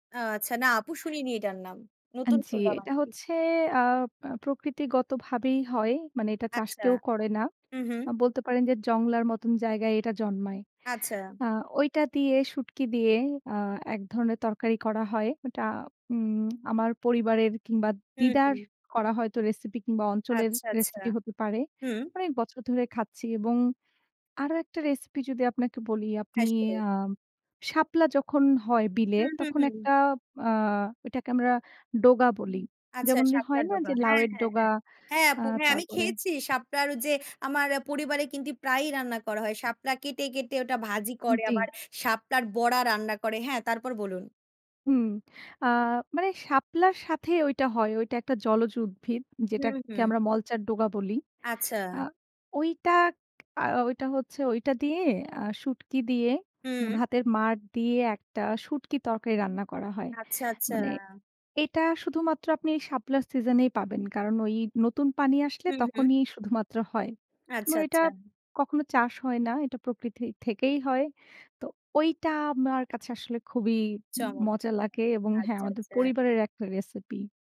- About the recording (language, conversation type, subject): Bengali, unstructured, কোন খাবার তোমার মনে বিশেষ স্মৃতি জাগায়?
- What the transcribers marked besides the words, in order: tapping; unintelligible speech